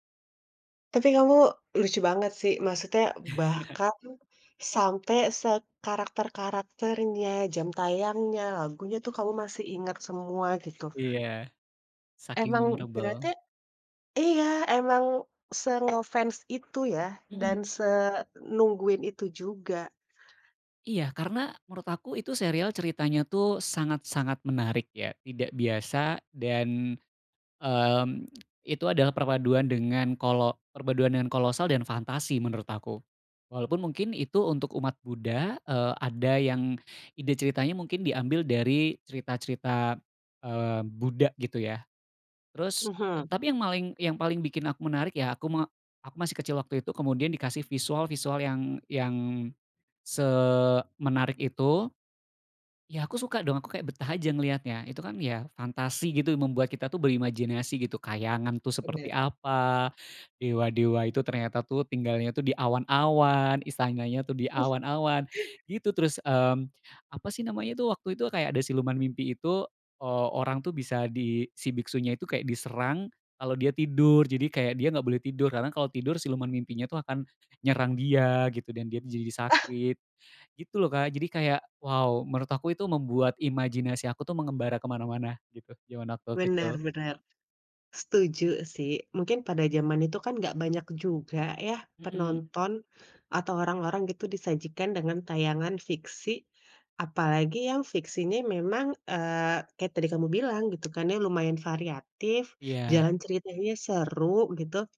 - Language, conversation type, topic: Indonesian, podcast, Apa acara TV masa kecil yang masih kamu ingat sampai sekarang?
- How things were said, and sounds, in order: chuckle; in English: "memorable"; tapping; other background noise; chuckle; chuckle